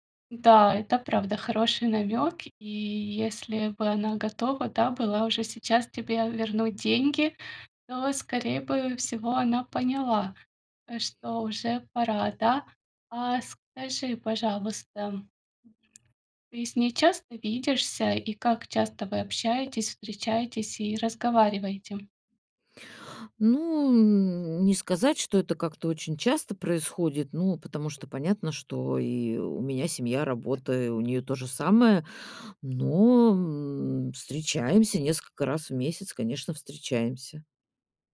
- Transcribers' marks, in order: tapping; other background noise; drawn out: "Ну, м"
- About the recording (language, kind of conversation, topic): Russian, advice, Как начать разговор о деньгах с близкими, если мне это неудобно?